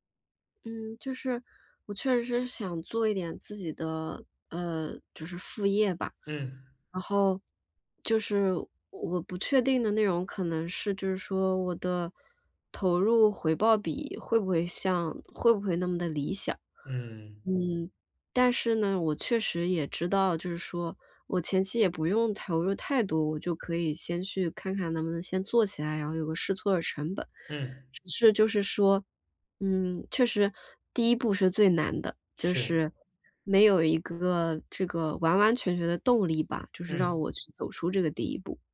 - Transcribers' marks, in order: none
- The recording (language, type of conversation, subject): Chinese, advice, 我怎样把不确定性转化为自己的成长机会？